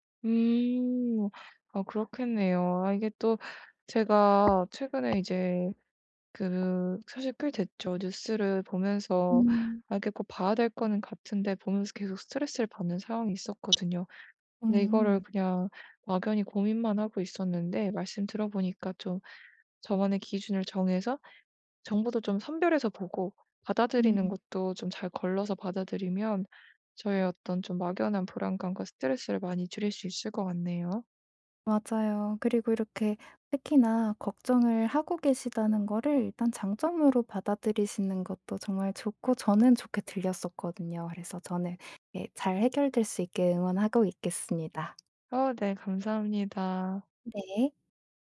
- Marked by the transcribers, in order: tapping; other background noise
- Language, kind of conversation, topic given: Korean, advice, 정보 과부하와 불확실성에 대한 걱정